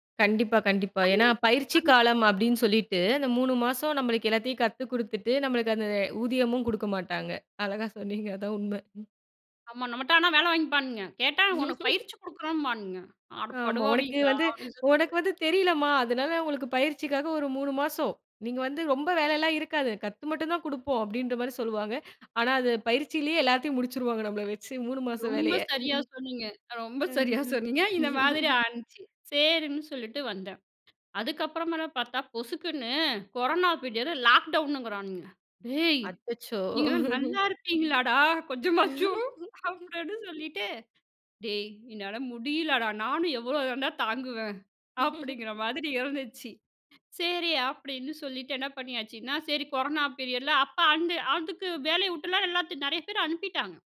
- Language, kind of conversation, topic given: Tamil, podcast, கல்வியைப் பற்றிய உங்கள் எண்ணத்தை மாற்றிய மிகப் பெரிய தருணம் எது?
- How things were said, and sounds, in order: laugh; laughing while speaking: "ரொம்ப சரியா சொன்னிங்க"; laugh; "ஆகிருச்சு" said as "ஆனுச்சு"; laughing while speaking: "நல்லாயிருப்பீங்களாடா, கொஞ்சமாச்சும்.''"; laugh; laugh